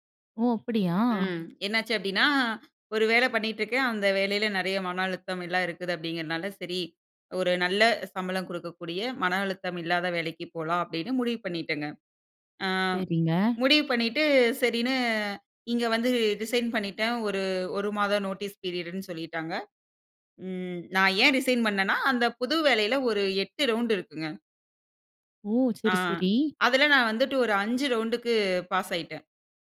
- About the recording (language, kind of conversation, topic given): Tamil, podcast, மனநலமும் வேலைவாய்ப்பும் இடையே சமநிலையை எப்படிப் பேணலாம்?
- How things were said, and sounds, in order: other background noise; in English: "ரிசைன்"; in English: "நோட்டீஸ் பீரியடுன்னு"; in English: "ரிசைன்"